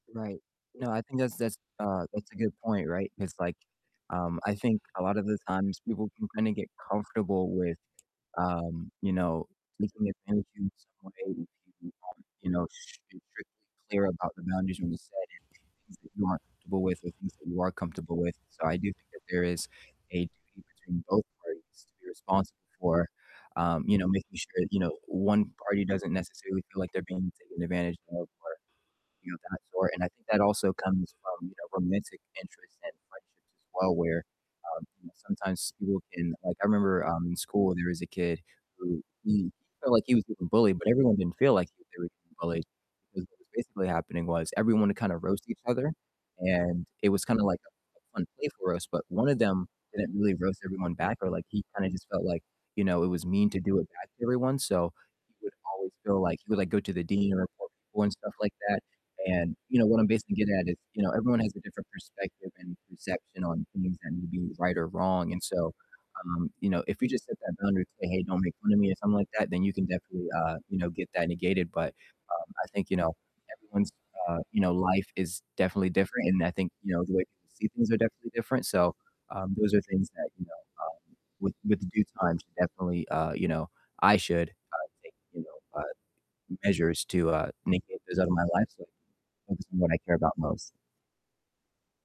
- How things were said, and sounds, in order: distorted speech; tapping; other background noise; static
- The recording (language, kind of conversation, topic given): English, unstructured, What will you stop doing this year to make room for what matters most to you?
- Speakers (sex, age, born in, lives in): female, 55-59, United States, United States; male, 20-24, United States, United States